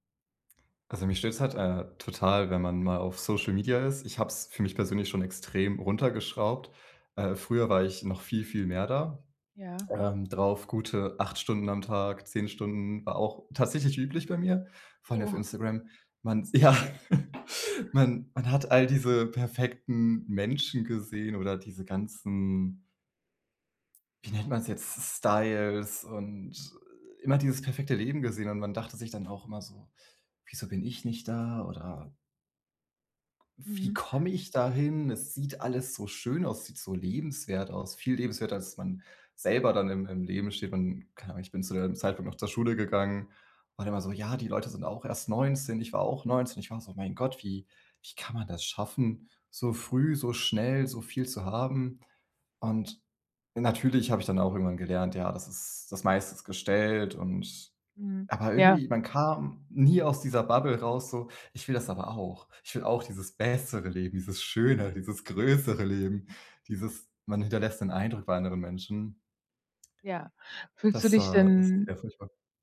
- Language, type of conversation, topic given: German, advice, Wie gehe ich mit Geldsorgen und dem Druck durch Vergleiche in meinem Umfeld um?
- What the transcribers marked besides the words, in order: laughing while speaking: "ja"; chuckle